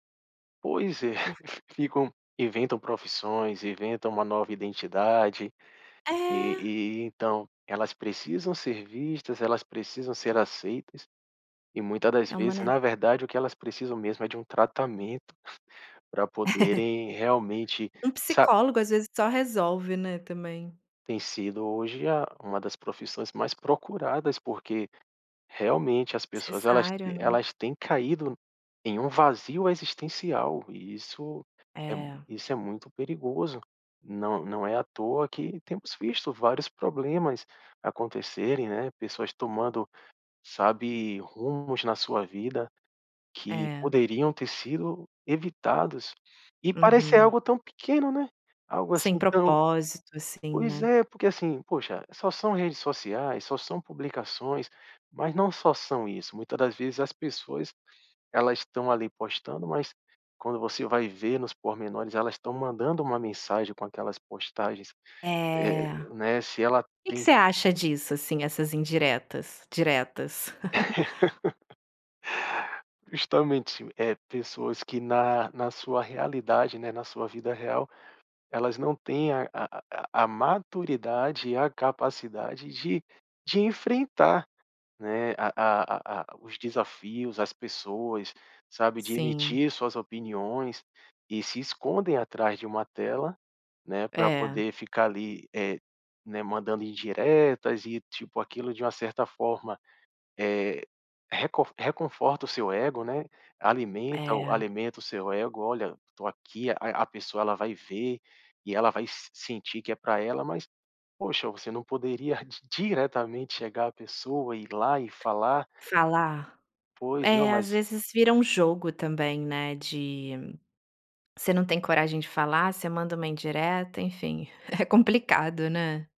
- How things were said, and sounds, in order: laugh; chuckle; laugh; tapping; other background noise; giggle
- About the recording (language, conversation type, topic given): Portuguese, podcast, As redes sociais ajudam a descobrir quem você é ou criam uma identidade falsa?